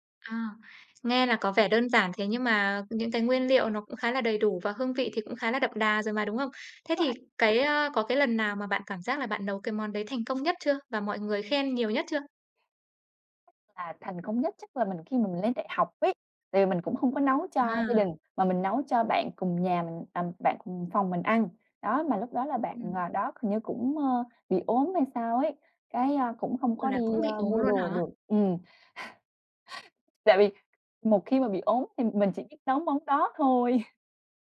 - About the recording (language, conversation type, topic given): Vietnamese, podcast, Bạn có thể kể về một kỷ niệm ẩm thực khiến bạn nhớ mãi không?
- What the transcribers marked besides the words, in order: other background noise; chuckle; tapping; chuckle